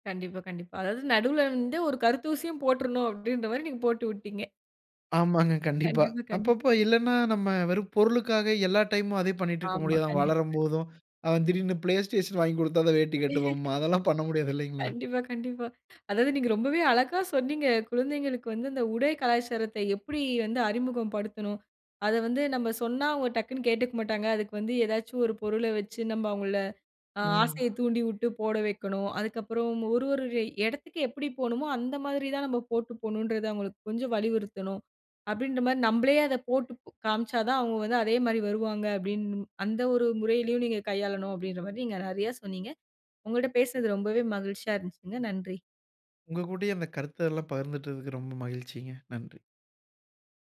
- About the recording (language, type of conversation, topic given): Tamil, podcast, குழந்தைகளுக்கு கலாச்சார உடை அணியும் மரபை நீங்கள் எப்படி அறிமுகப்படுத்துகிறீர்கள்?
- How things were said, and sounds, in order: laughing while speaking: "கண்டிப்பா"; laughing while speaking: "கண்டிப்பா, கண்டிப்பா"; in English: "ப்ளேஸ்டேஷன்"; laughing while speaking: "கண்டிப்பா, கண்டிப்பா"